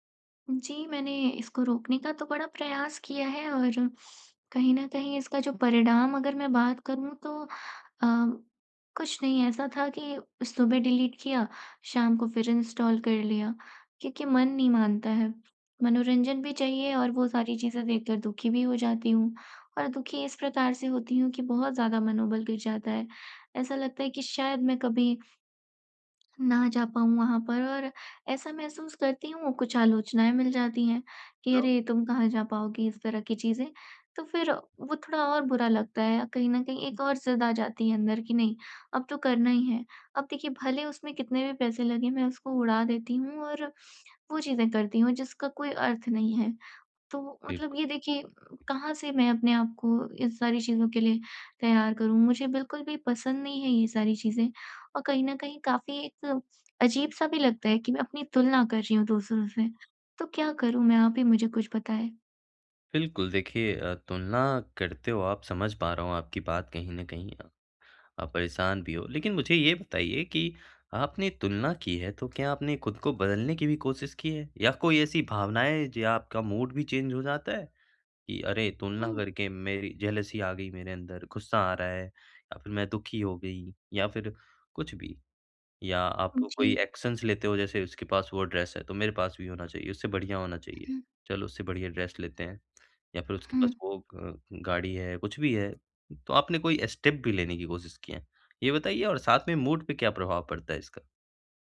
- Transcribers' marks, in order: other background noise; in English: "डिलीट"; in English: "इनस्टॉल"; tapping; unintelligible speech; in English: "मूड"; in English: "चेंज"; in English: "जेलसी"; in English: "एक्शनस"; in English: "ड्रेस"; in English: "ड्रेस"; in English: "स्टेप"; in English: "मूड"
- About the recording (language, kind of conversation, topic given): Hindi, advice, मैं अक्सर दूसरों की तुलना में अपने आत्ममूल्य को कम क्यों समझता/समझती हूँ?